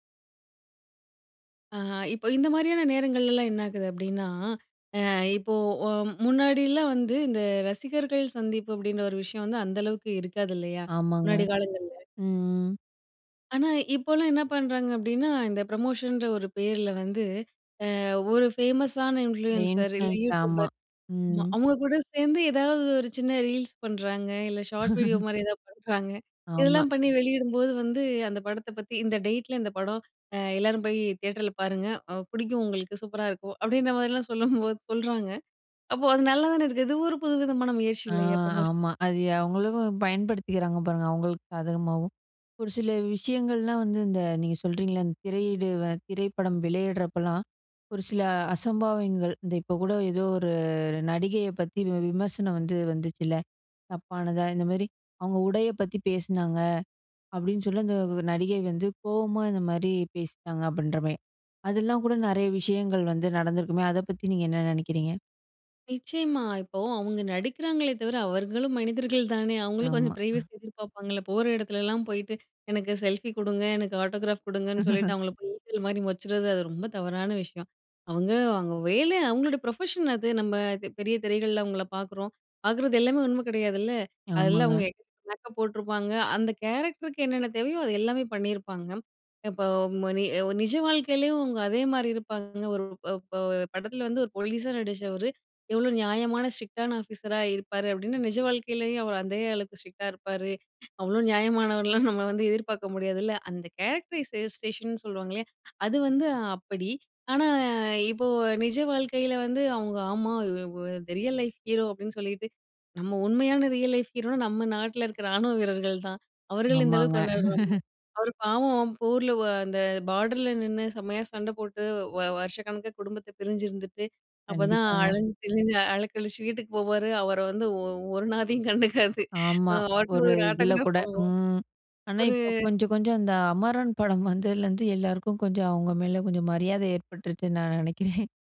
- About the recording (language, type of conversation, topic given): Tamil, podcast, ஒரு நடிகர் சமூக ஊடகத்தில் (இன்ஸ்டாகிராம் போன்றவற்றில்) இடும் பதிவுகள், ஒரு திரைப்படத்தின் வெற்றியை எவ்வாறு பாதிக்கின்றன?
- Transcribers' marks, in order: in English: "ப்ரமோஷன்ற"; in English: "ஃபேமஸான இன்ஃப்ளூயென்சர்"; in English: "இன்ஃபுளுயன்ஸ்"; in English: "ஷார்ட் வீடியோ"; chuckle; laughing while speaking: "அ பிடிக்கும் உங்களுக்கு. சூப்பரா இருக்கும் … முயற்சி இல்லயா! ப்ரமோஷன்"; in English: "ப்ரமோஷன்"; "அது" said as "அதி"; "அசம்பாவிதங்கள்" said as "அசம்பாவிங்கள்"; laugh; in English: "கேரக்டரைஸ்டேஷன்"; laugh; laughing while speaking: "ஒரு நாதியும் கண்டுக்காது"; chuckle